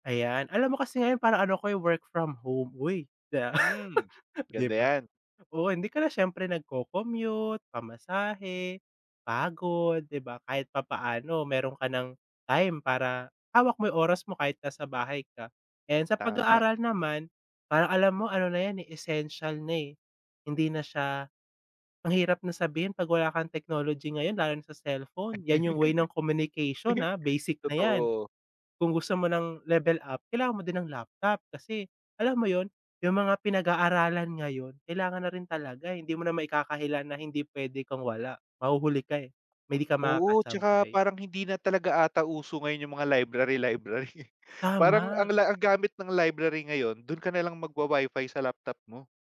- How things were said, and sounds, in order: laugh; laugh; chuckle
- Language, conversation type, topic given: Filipino, unstructured, Paano mo ginagamit ang teknolohiya sa pang-araw-araw na buhay?